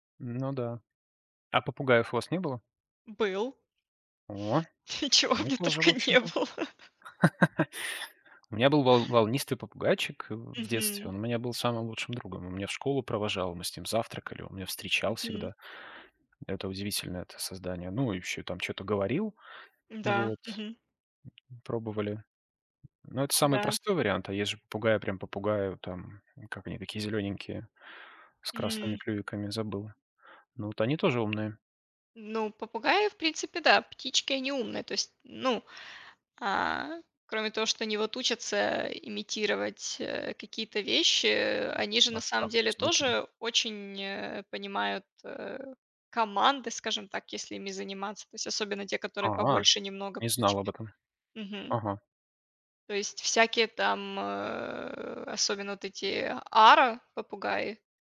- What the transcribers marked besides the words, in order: laughing while speaking: "И чего у меня только не было"; laugh; tapping
- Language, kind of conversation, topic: Russian, unstructured, Какие животные тебе кажутся самыми умными и почему?